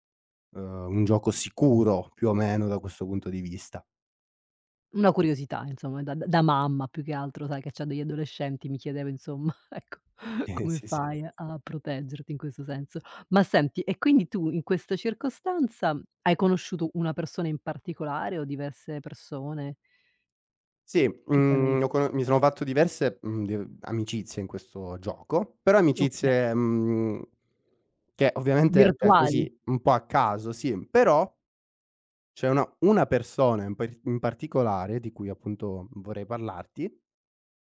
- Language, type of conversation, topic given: Italian, podcast, In che occasione una persona sconosciuta ti ha aiutato?
- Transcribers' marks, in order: chuckle; laughing while speaking: "insomma, ecco"